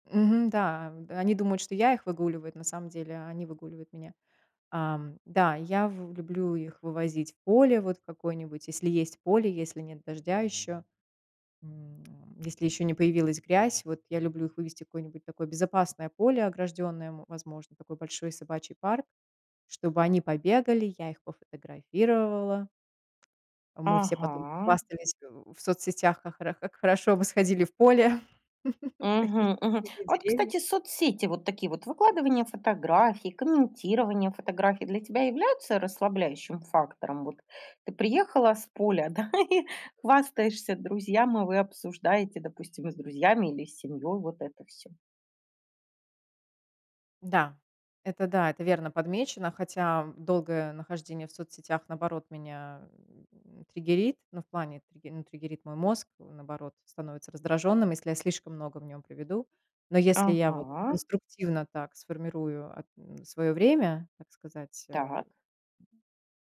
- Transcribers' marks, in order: tapping; laugh; laugh; other background noise
- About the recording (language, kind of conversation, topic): Russian, podcast, Что помогает тебе расслабиться после тяжёлого дня?